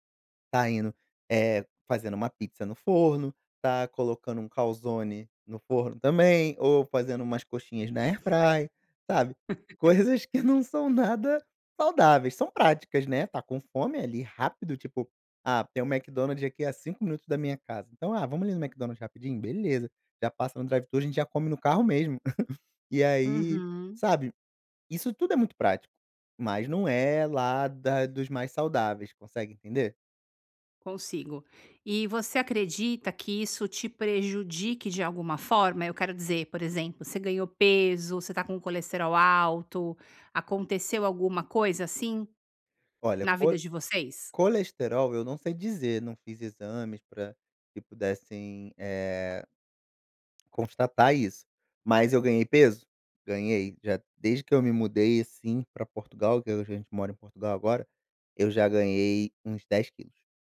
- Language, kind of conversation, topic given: Portuguese, advice, Como equilibrar a praticidade dos alimentos industrializados com a minha saúde no dia a dia?
- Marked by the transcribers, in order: laugh; laugh